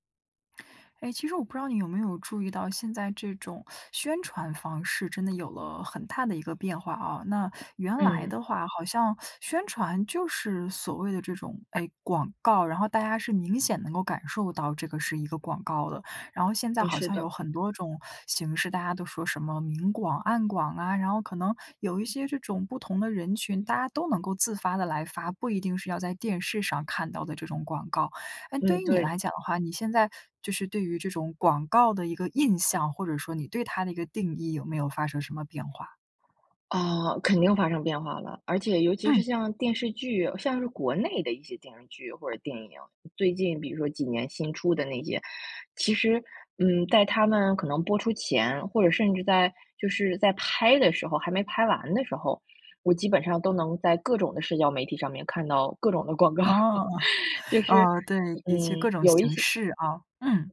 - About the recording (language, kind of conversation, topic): Chinese, podcast, 粉丝文化对剧集推广的影响有多大？
- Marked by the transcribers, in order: teeth sucking; teeth sucking; other background noise; laughing while speaking: "广告"; laugh